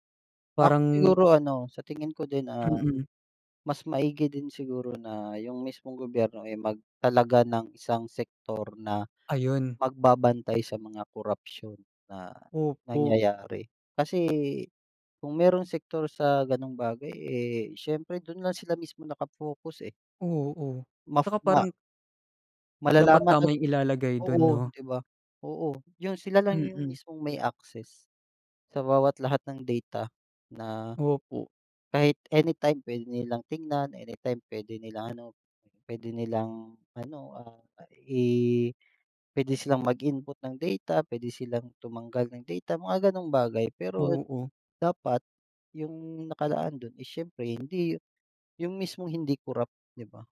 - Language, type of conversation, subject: Filipino, unstructured, Paano mo nararamdaman ang mga nabubunyag na kaso ng katiwalian sa balita?
- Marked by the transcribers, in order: other background noise